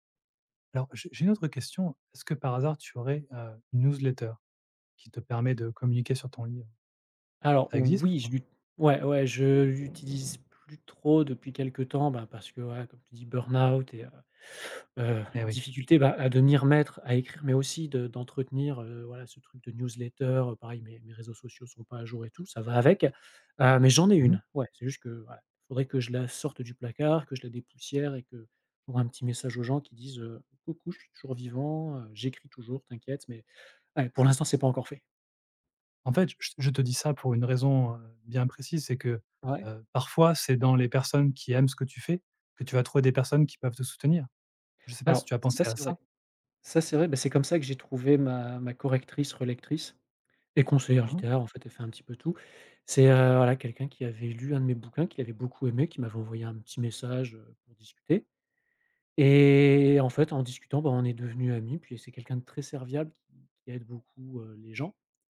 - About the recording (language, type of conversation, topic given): French, advice, Comment surmonter le doute après un échec artistique et retrouver la confiance pour recommencer à créer ?
- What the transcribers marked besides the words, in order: tapping; other background noise; teeth sucking